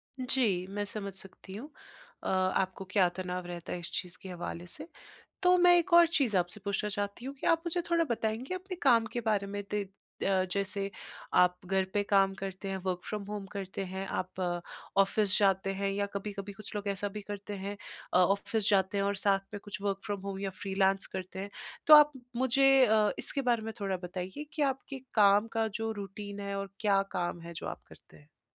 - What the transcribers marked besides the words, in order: in English: "वर्क़ फ़्रॉम होम"; in English: "ऑफ़िस"; in English: "ऑफ़िस"; in English: "वर्क़ फ़्रॉम होम"; in English: "रूटीन"
- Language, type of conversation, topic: Hindi, advice, मैं छुट्टियों में यात्रा की योजना बनाते समय तनाव कैसे कम करूँ?